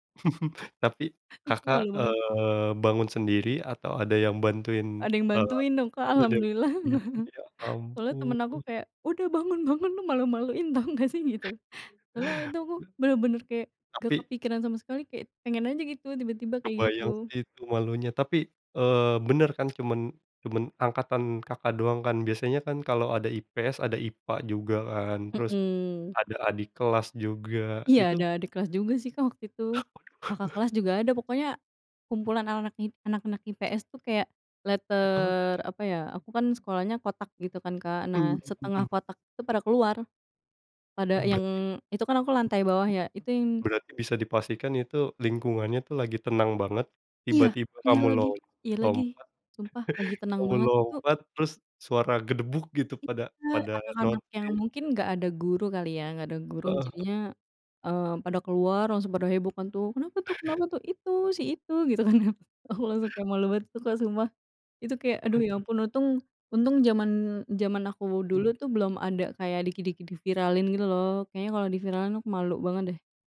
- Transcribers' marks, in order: laugh; chuckle; laugh; laughing while speaking: "udah bangun-bangun, lo malu-maluin tau gak sih? Gitu"; other background noise; chuckle; in English: "letter"; chuckle; in English: "notice"; chuckle; laughing while speaking: "gitu kan"
- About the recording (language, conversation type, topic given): Indonesian, podcast, Apa pengalaman paling memalukan yang sekarang bisa kamu tertawakan?